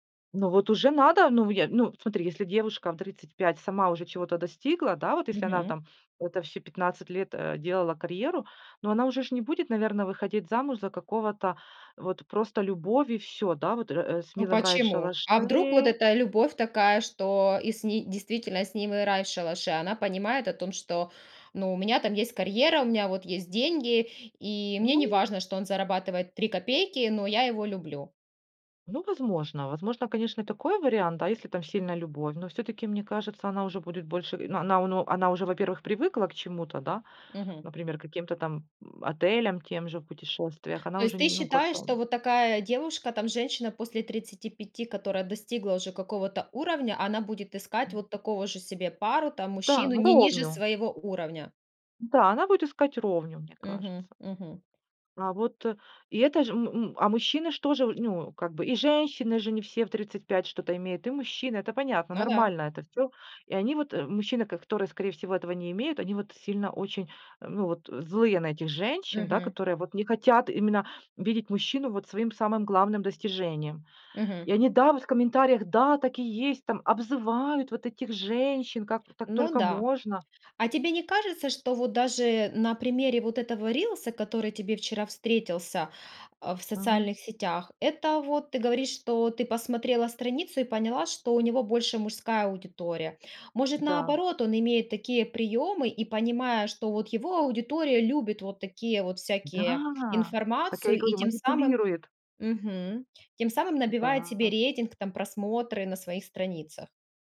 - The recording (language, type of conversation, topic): Russian, podcast, Как не утонуть в чужих мнениях в соцсетях?
- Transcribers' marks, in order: unintelligible speech; tapping